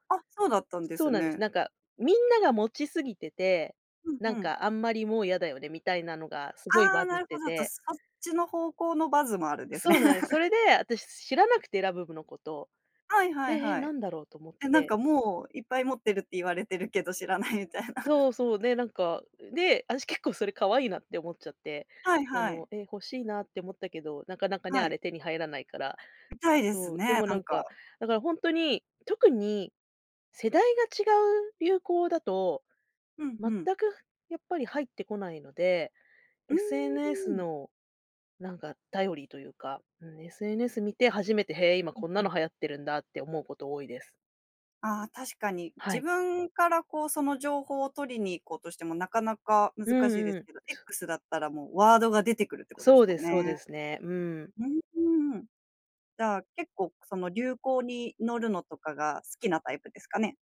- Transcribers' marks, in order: laugh; laughing while speaking: "知らないみたいな"
- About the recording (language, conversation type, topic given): Japanese, podcast, 普段、SNSの流行にどれくらい影響されますか？